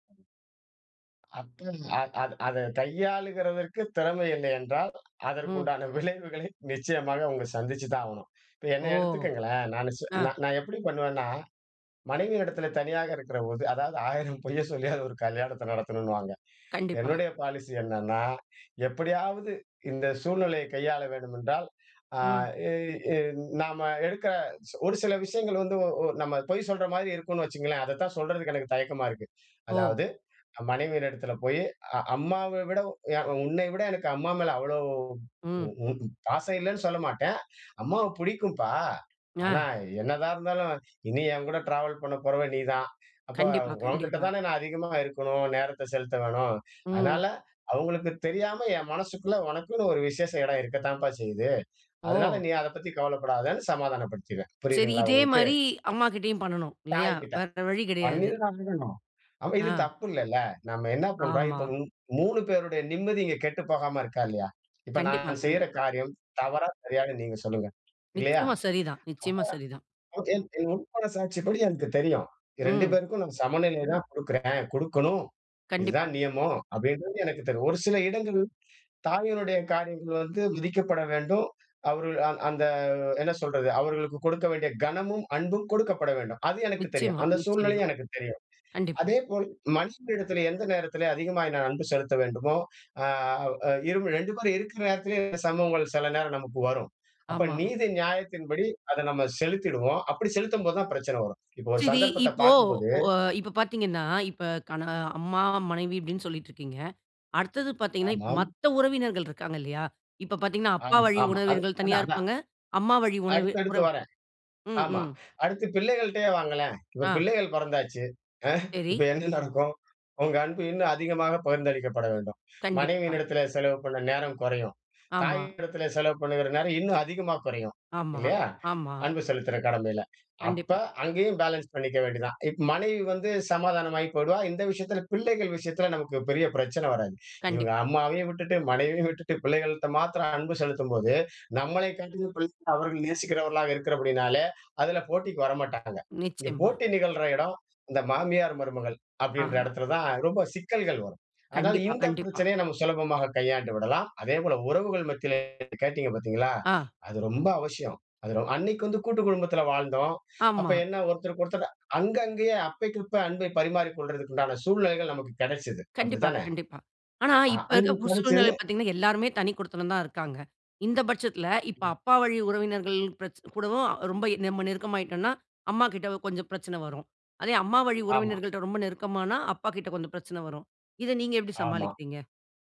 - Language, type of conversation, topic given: Tamil, podcast, அன்பை வெளிப்படுத்தும் முறைகள் வேறுபடும் போது, ஒருவருக்கொருவர் தேவைகளைப் புரிந்து சமநிலையாக எப்படி நடந்து கொள்கிறீர்கள்?
- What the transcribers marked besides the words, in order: other background noise; unintelligible speech; laughing while speaking: "விளைவுகளை நிச்சயமாக"; drawn out: "ஓ"; "இருக்கிறபோது" said as "இருக்கிறஓது"; laughing while speaking: "ஆயிரம் பொய்யை சொல்லியாவது"; inhale; in English: "பாலிசி"; inhale; inhale; inhale; inhale; in English: "ட்ராவல்"; inhale; inhale; unintelligible speech; inhale; unintelligible speech; inhale; inhale; inhale; other noise; "உறவினர்கள்" said as "உனவினர்கள்"; inhale; laughing while speaking: "அ இப்ப என்ன நடக்கும்?"; inhale; in English: "பேலன்ஸ்"; "இப்ப" said as "இப்"; inhale; inhale; inhale